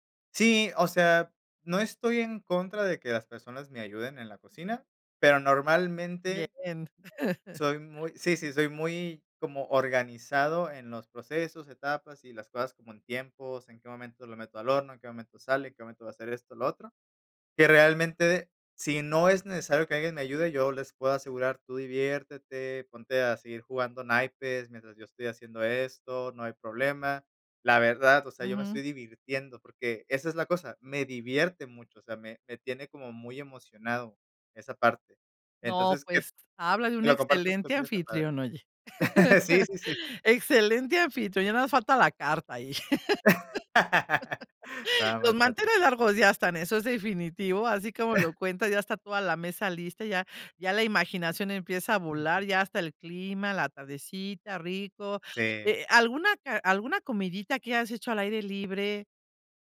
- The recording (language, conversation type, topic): Spanish, podcast, ¿Qué papel juegan las comidas compartidas en unir a la gente?
- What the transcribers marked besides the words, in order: chuckle; laugh; laugh; chuckle